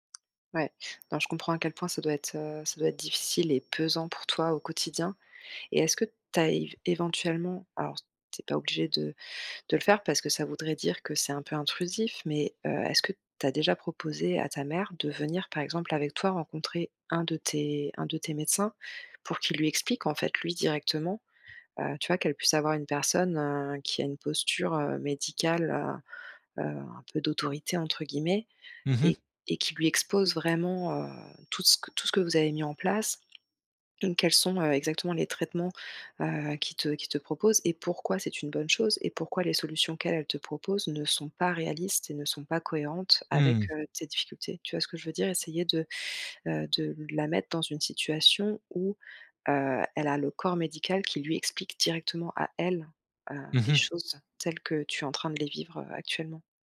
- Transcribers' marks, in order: other background noise
- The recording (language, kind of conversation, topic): French, advice, Comment réagir lorsque ses proches donnent des conseils non sollicités ?